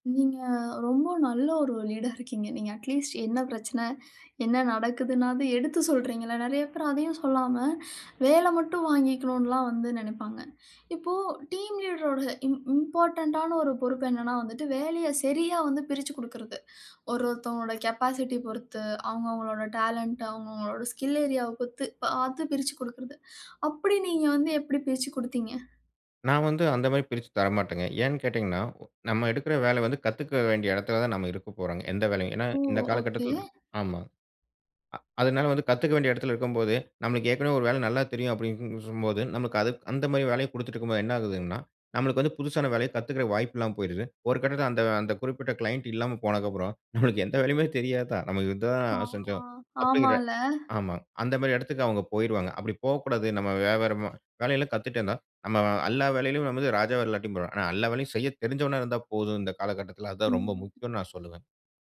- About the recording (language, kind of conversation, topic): Tamil, podcast, ஒரு தலைவராக மக்கள் நம்பிக்கையைப் பெற நீங்கள் என்ன செய்கிறீர்கள்?
- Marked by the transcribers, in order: drawn out: "நீங்க"; laughing while speaking: "ஒரு லீடா இருக்கீங்க. நீங்க அட்லீஸ்ட் என்ன பிரச்சனை, என்ன நடக்குதுனாவது எடுத்து சொல்றீங்கல்ல"; in English: "லீடா"; tapping; in English: "அட்லீஸ்ட்"; other background noise; in English: "டீம் லீடரோட இம் இம்பார்டன்ட்"; in English: "கேபாசிட்டி"; in English: "டேலண்ட்"; in English: "ஸ்கில் ஏரியா"; other noise; unintelligible speech; in English: "கிளைண்ட்"; laughing while speaking: "நம்மளுக்கு எந்த வேலையுமே தெரியாதா?"; drawn out: "ஆமா"